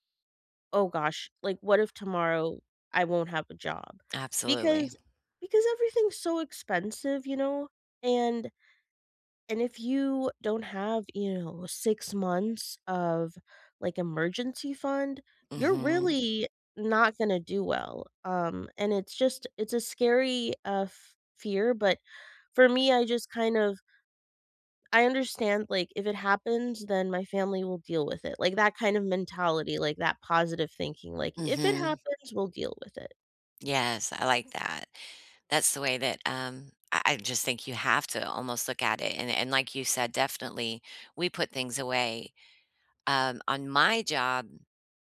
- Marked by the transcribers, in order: other background noise
- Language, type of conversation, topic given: English, unstructured, How do you deal with the fear of losing your job?